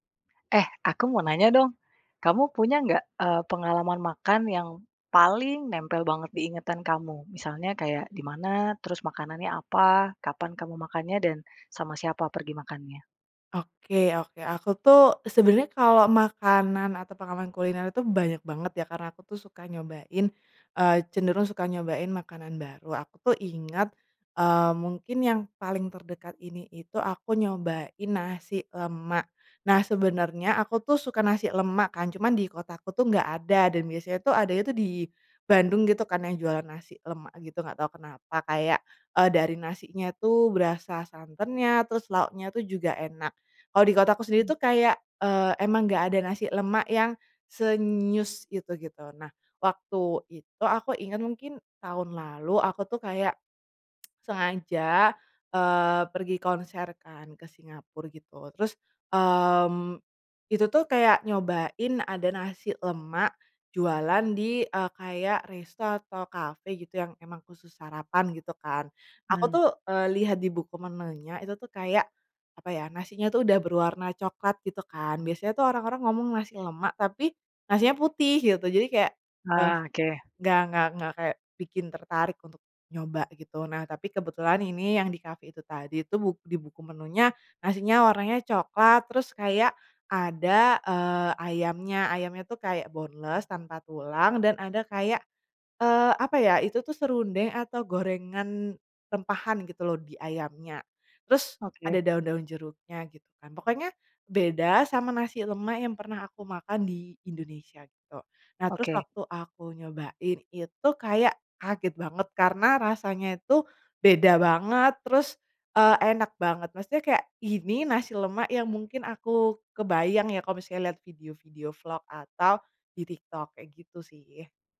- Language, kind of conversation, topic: Indonesian, podcast, Apa pengalaman makan atau kuliner yang paling berkesan?
- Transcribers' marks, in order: tapping; other background noise; in English: "boneless"